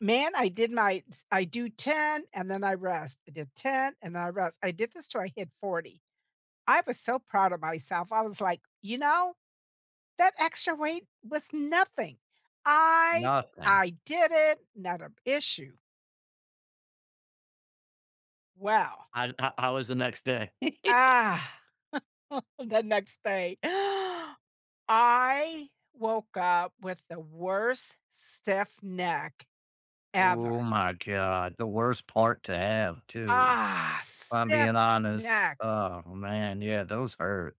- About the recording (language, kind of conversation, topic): English, unstructured, How should I decide whether to push through a workout or rest?
- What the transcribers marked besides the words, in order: stressed: "nothing"; other background noise; sigh; laugh; giggle; gasp; sigh